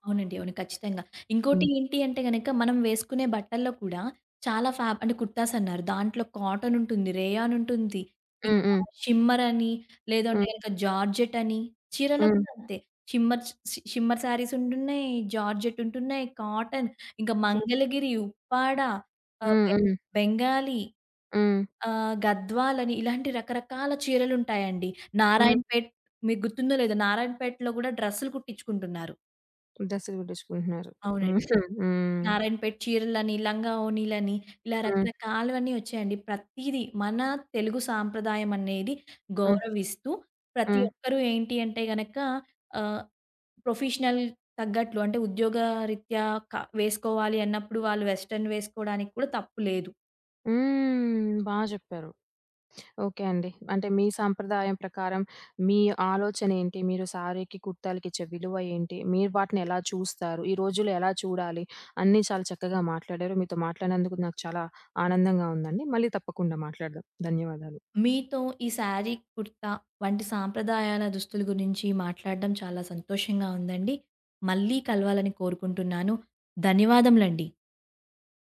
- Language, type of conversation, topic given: Telugu, podcast, మీకు శారీ లేదా కుర్తా వంటి సాంప్రదాయ దుస్తులు వేసుకుంటే మీ మనసులో ఎలాంటి భావాలు కలుగుతాయి?
- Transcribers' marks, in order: in English: "కుర్తాస్"; in English: "జార్జెట్"; in English: "షిమ్మర్ షి షి షిమ్మర్ శారీస్"; in English: "జార్జెట్"; in English: "కాటన్"; chuckle; in English: "ప్రొఫెషనల్"; in English: "వెస్టర్న్"; drawn out: "హ్మ్"; in English: "సారీకి, కుర్తాలకి"; in English: "సారీ, కుర్తా"